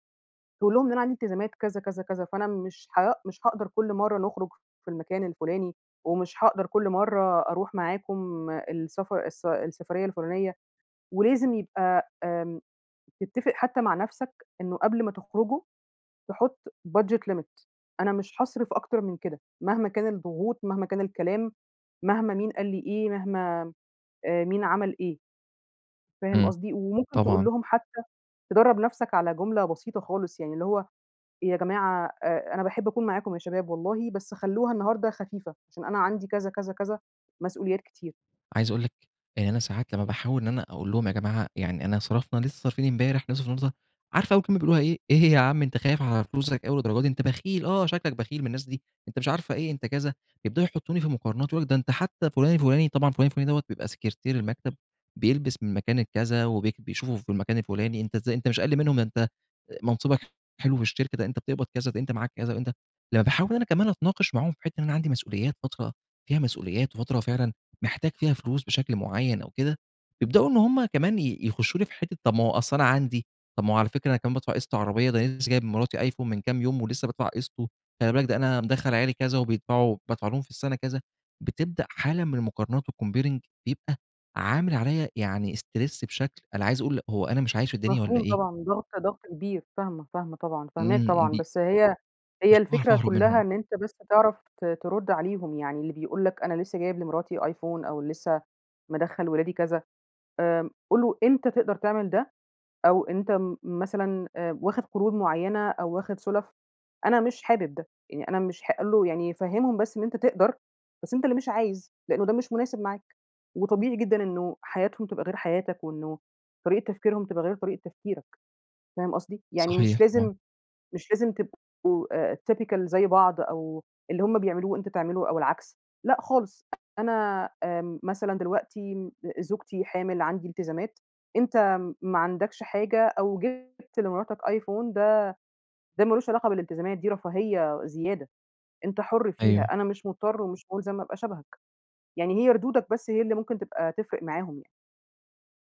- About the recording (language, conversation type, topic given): Arabic, advice, إزاي أتعامل مع ضغط صحابي عليّا إني أصرف عشان أحافظ على شكلي قدام الناس؟
- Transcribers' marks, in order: in English: "budget limit"; in English: "وcomparing"; in English: "stress"; in English: "typical"